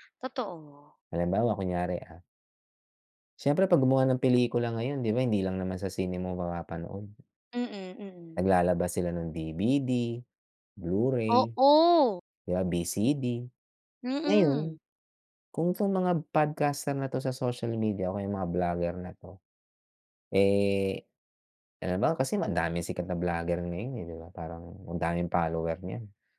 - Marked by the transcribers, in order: none
- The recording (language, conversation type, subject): Filipino, unstructured, Ano ang tingin mo sa epekto ng midyang panlipunan sa sining sa kasalukuyan?